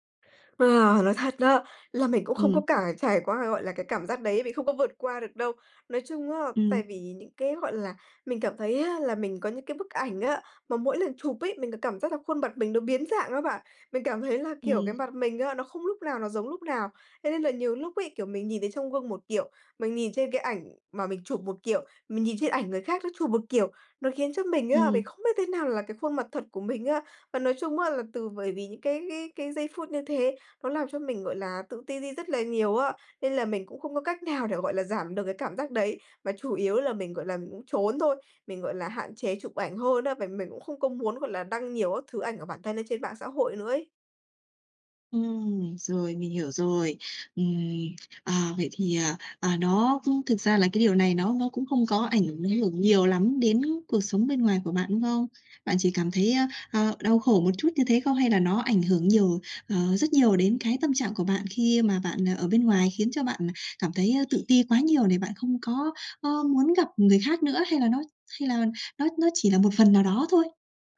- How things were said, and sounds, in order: other background noise
- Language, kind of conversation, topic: Vietnamese, advice, Làm sao để bớt đau khổ khi hình ảnh của bạn trên mạng khác với con người thật?